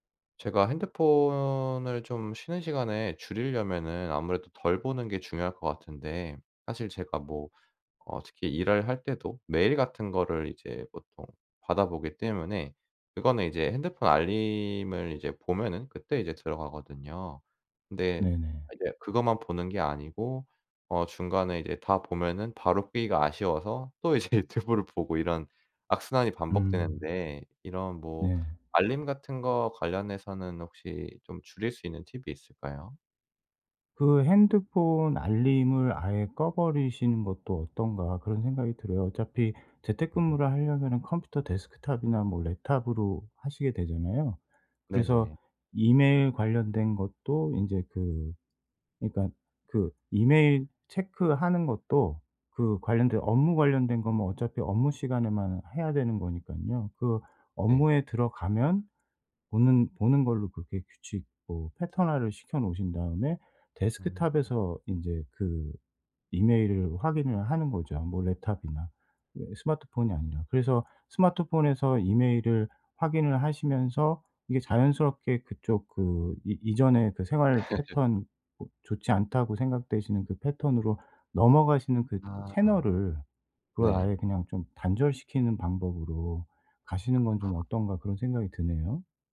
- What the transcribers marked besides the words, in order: laughing while speaking: "유튜브를 보고"; other background noise; laugh
- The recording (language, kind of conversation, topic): Korean, advice, 주의 산만을 줄여 생산성을 유지하려면 어떻게 해야 하나요?